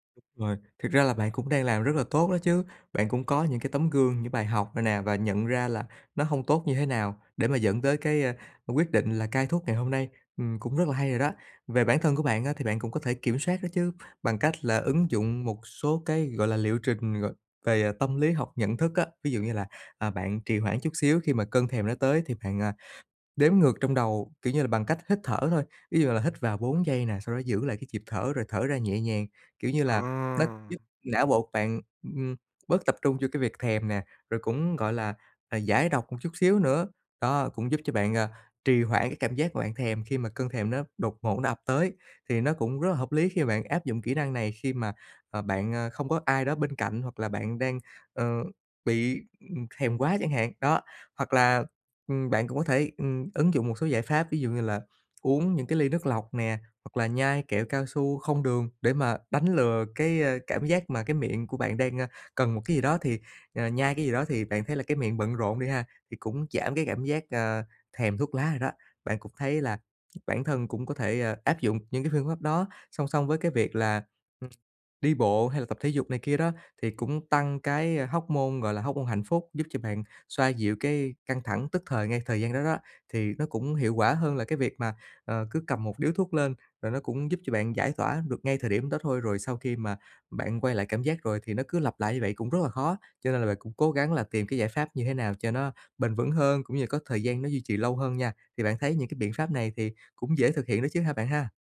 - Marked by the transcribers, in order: other background noise; tapping
- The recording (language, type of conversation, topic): Vietnamese, advice, Làm thế nào để đối mặt với cơn thèm khát và kiềm chế nó hiệu quả?